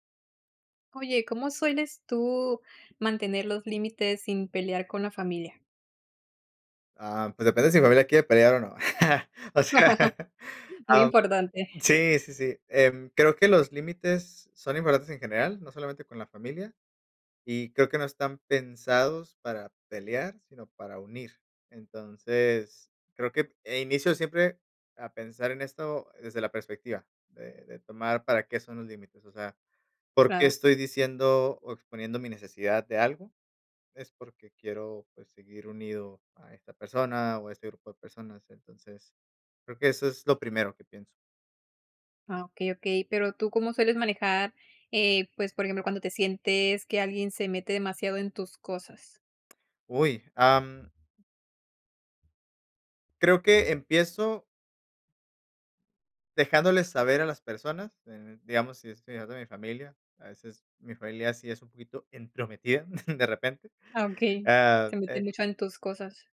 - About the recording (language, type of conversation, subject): Spanish, podcast, ¿Cómo puedo poner límites con mi familia sin que se convierta en una pelea?
- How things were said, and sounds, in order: laugh; laughing while speaking: "O sea"; tapping; giggle